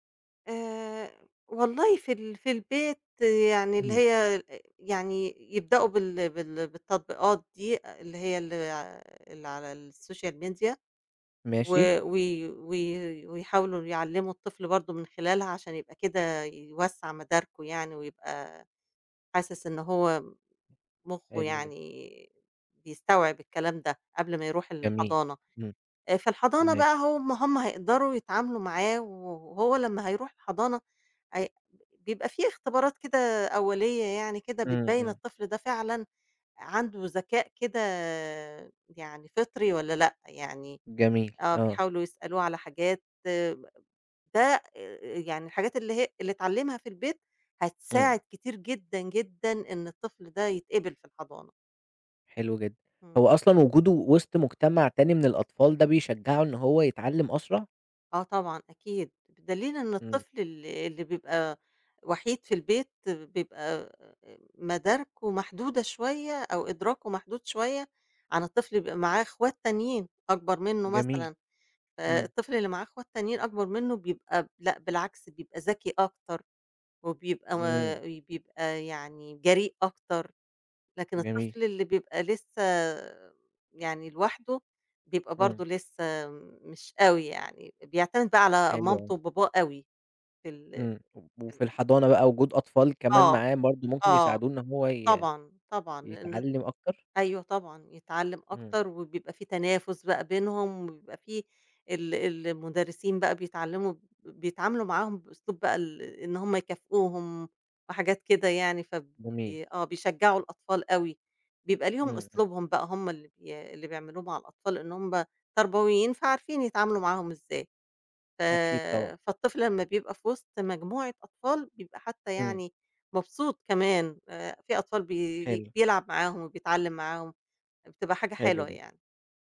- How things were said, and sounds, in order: in English: "الSocial media"; unintelligible speech
- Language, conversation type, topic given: Arabic, podcast, ازاي بتشجّع الأطفال يحبّوا التعلّم من وجهة نظرك؟